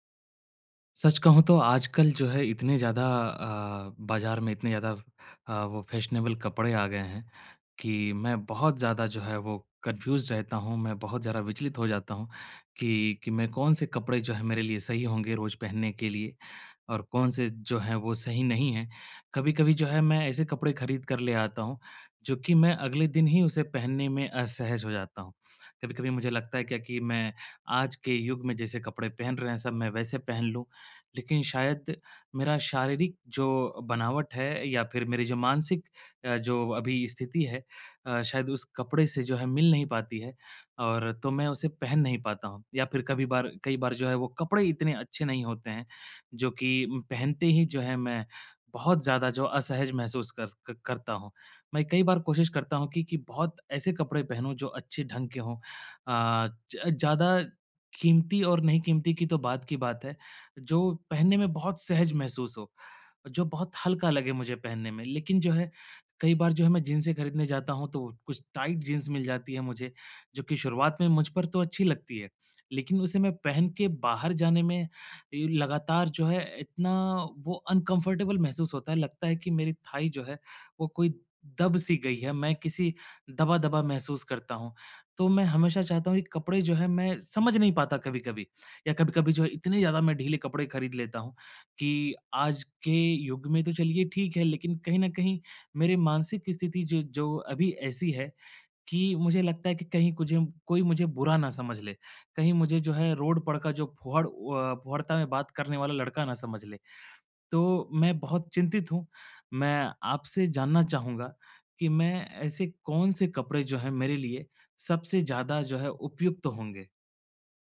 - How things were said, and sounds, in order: in English: "फ़ैशनेबल"; in English: "कन्फ़्यूज़ड"; in English: "टाइट"; in English: "अनकम्फर्टेबल"; in English: "थाई"; in English: "रोड"
- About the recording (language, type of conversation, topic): Hindi, advice, रोज़मर्रा के लिए कौन-से कपड़े सबसे उपयुक्त होंगे?